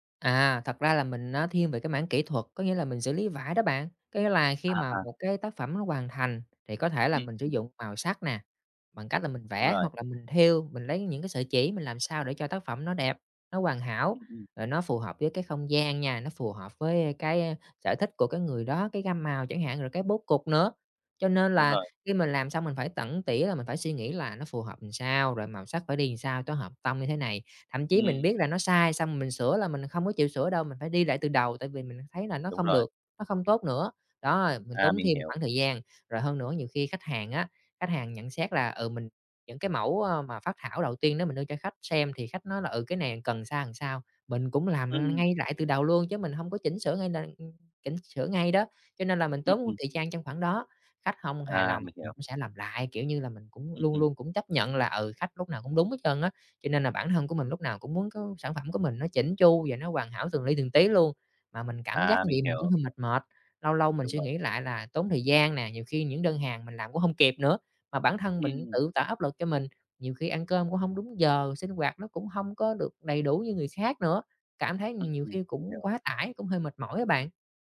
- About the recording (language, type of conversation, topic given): Vietnamese, advice, Làm thế nào để vượt qua tính cầu toàn khiến bạn không hoàn thành công việc?
- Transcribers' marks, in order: "làm" said as "ừn"; "làm" said as "ừn"; "làm" said as "ừn"; "làm" said as "ừn"